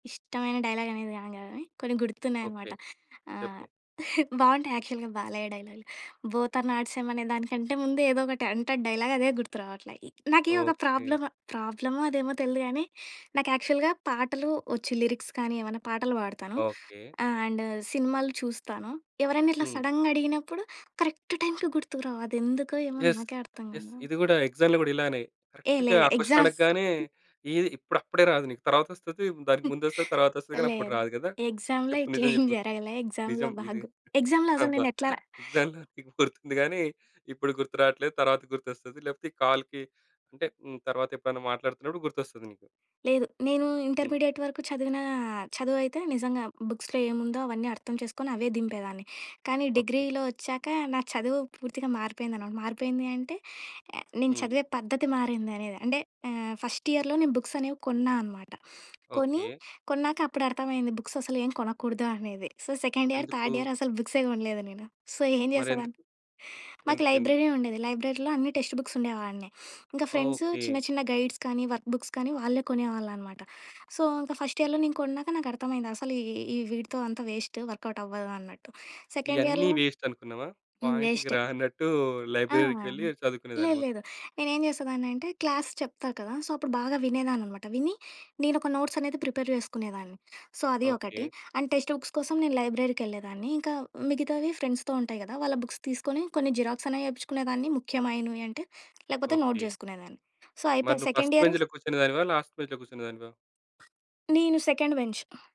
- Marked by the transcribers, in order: in English: "డైలాగ్"; chuckle; in English: "బోత్ ఆర్ నాట్ సేమ్"; in English: "డైలాగ్"; in English: "యాక్చువల్‌గా"; in English: "లిరిక్స్"; in English: "అండ్"; in English: "సడన్‌గా"; in English: "కరెక్ట్ టైమ్‌కి"; in English: "యెస్! యెస్!"; in English: "ఎక్సామ్‌లో"; in English: "కరెక్ట్‌గా"; in English: "క్వశ్చన్"; other background noise; chuckle; in English: "ఎక్సామ్‌లో"; in English: "ఎక్సామ్‌లో"; in English: "ఎక్సామ్‌లో"; chuckle; in English: "ఎక్సామ్‌లో"; in English: "కాల్‌కి"; in English: "ఇంటర్మీడియట్"; in English: "బుక్స్‌లో"; in English: "డిగ్రీలో"; in English: "ఫస్ట్ ఇయర్‌లో"; in English: "బుక్స్"; in English: "బుక్స్"; in English: "సో, సెకండ్ ఇయర్, థర్డ్ ఇయర్"; in English: "సో"; chuckle; in English: "లైబ్రరీ"; in English: "లైబ్రరీలో"; in English: "టెక్స్ట్ బుక్స్"; in English: "ఫ్రెండ్స్"; in English: "గైడ్స్"; in English: "వర్క్ బుక్స్"; in English: "సో"; in English: "ఫస్ట్ ఇయర్‌లో"; in English: "వేస్ట్ వర్క్‌అవుట్"; in English: "సెకండ్ ఇయర్‌లో"; in English: "వేస్ట్"; in English: "పాయింట్‌కి"; in English: "లైబ్రరీకి"; in English: "క్లాస్"; in English: "సో"; in English: "నోట్స్"; in English: "ప్రిపేర్"; in English: "సో"; in English: "అండ్ టెక్స్ట్ బుక్స్"; in English: "ఫ్రెండ్స్‌తో"; in English: "బుక్స్"; in English: "జిరాక్స్"; in English: "నోట్"; in English: "సో"; in English: "ఫస్ట్ బెంచ్‌లో"; in English: "లాస్ట్ బెంచ్‌లో"; in English: "సెకండ్ బెంచ్"
- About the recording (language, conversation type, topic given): Telugu, podcast, మీరు కొత్త హాబీని ఎలా మొదలుపెట్టారు?
- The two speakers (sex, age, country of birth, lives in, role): female, 25-29, India, India, guest; male, 35-39, India, India, host